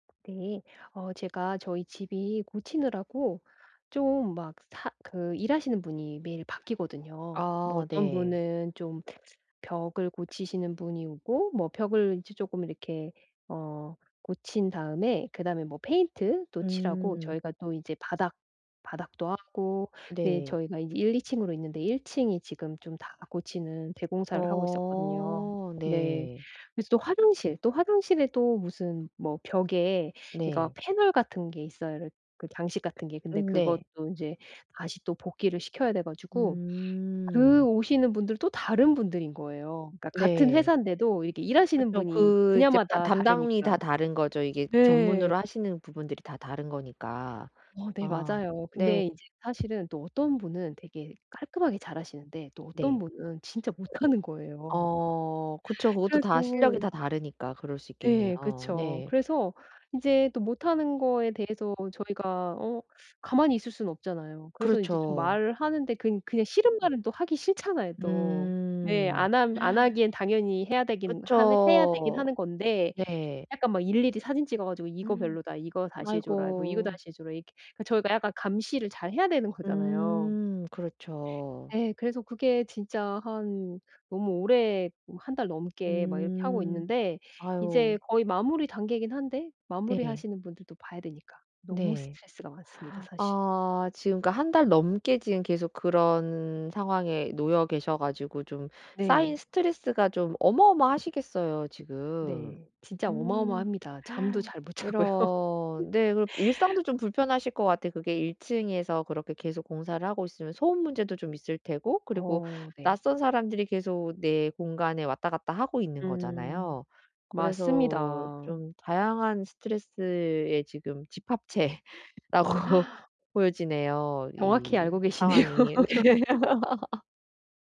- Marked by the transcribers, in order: tapping; teeth sucking; other background noise; gasp; gasp; gasp; laughing while speaking: "자고요"; laugh; gasp; laughing while speaking: "집합체라고"; laughing while speaking: "계시네요"; laugh; laughing while speaking: "네"; laugh
- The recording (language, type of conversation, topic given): Korean, advice, 최근 스트레스가 많은데 어떻게 관리하고 회복력을 키울 수 있을까요?